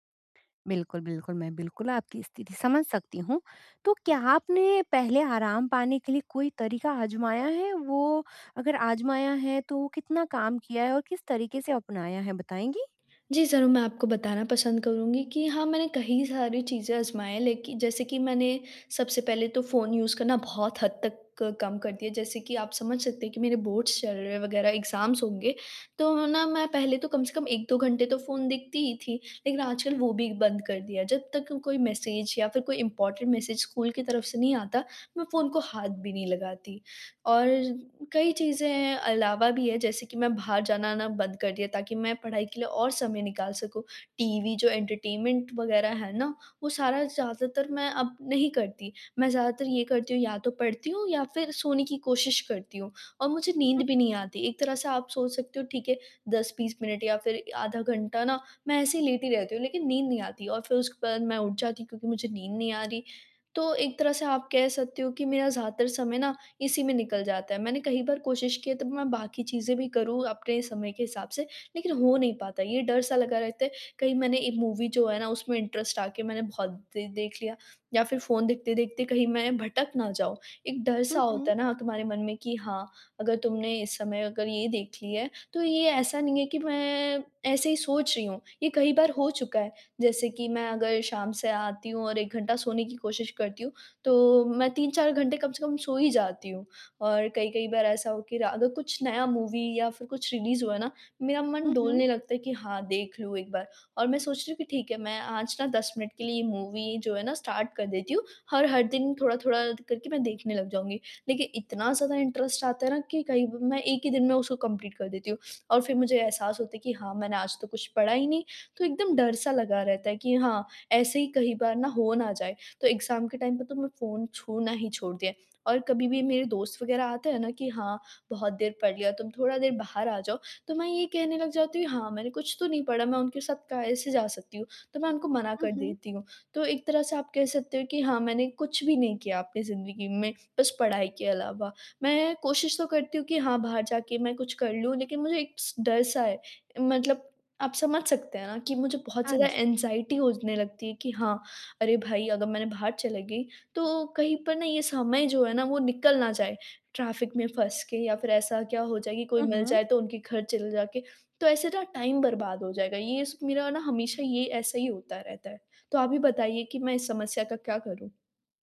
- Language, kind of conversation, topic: Hindi, advice, घर पर आराम करते समय बेचैनी और असहजता कम कैसे करूँ?
- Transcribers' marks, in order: in English: "यूज़"; in English: "बोर्ड्स"; in English: "एग्ज़ाम्स"; in English: "इम्पोर्टेंट मैसेज़"; tapping; in English: "एंटरटेनमेंट"; in English: "मूवी"; in English: "इंटरेस्ट"; drawn out: "मैं"; in English: "मूवी"; in English: "रिलीज़"; in English: "मूवी"; in English: "स्टार्ट"; in English: "इंटरेस्ट"; in English: "कंप्लीट"; in English: "एग्ज़ाम"; in English: "टाइम"; in English: "एंग्ज़ायटी"; in English: "ट्रैफ़िक"; in English: "टाइम"